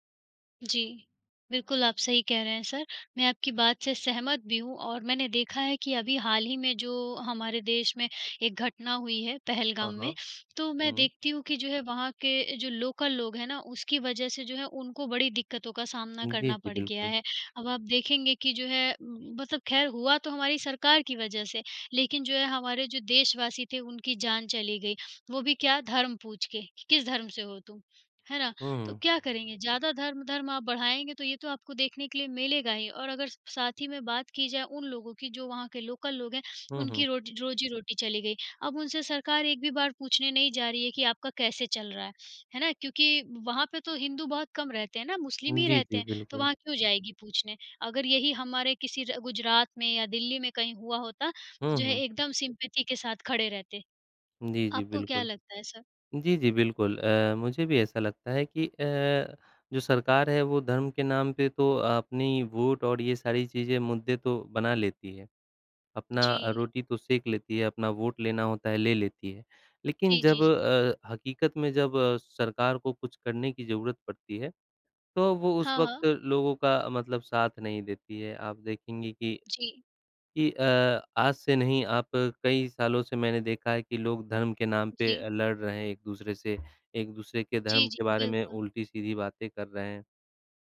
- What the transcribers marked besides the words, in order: in English: "सर"; other background noise; in English: "सिम्पैथी"; in English: "सर?"; tapping
- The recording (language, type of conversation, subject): Hindi, unstructured, धर्म के नाम पर लोग क्यों लड़ते हैं?